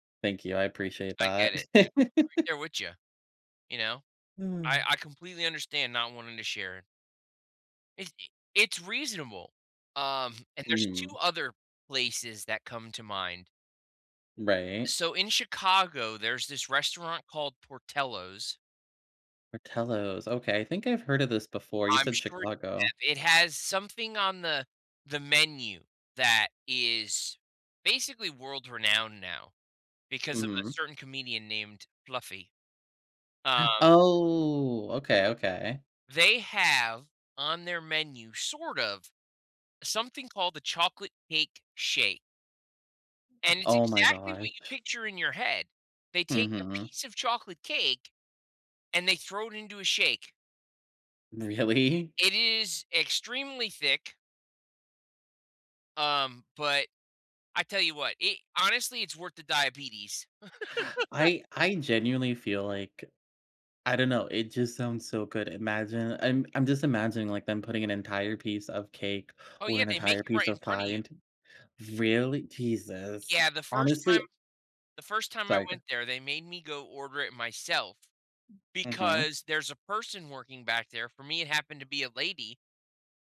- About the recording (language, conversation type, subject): English, unstructured, How should I split a single dessert or shared dishes with friends?
- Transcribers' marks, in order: laugh; sigh; other background noise; "Portillo's" said as "Portello's"; "Portillo's" said as "Portello's"; gasp; drawn out: "Oh"; laughing while speaking: "Really?"; laugh